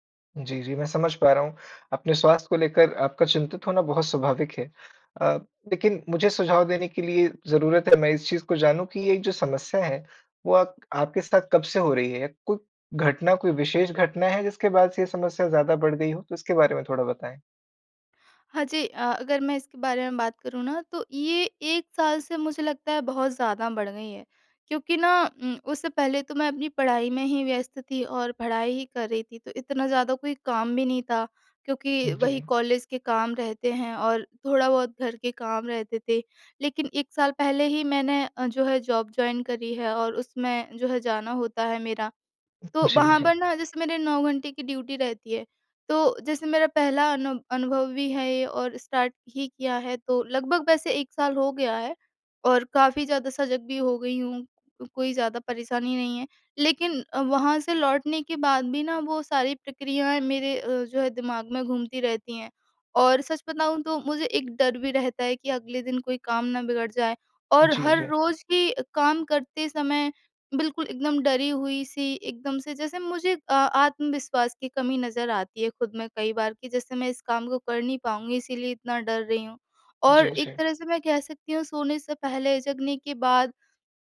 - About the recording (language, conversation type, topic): Hindi, advice, क्या आराम करते समय भी आपका मन लगातार काम के बारे में सोचता रहता है और आपको चैन नहीं मिलता?
- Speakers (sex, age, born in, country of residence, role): female, 25-29, India, India, user; male, 25-29, India, India, advisor
- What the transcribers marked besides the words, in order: in English: "जॉब जॉइन"; in English: "ड्यूटी"; in English: "स्टार्ट"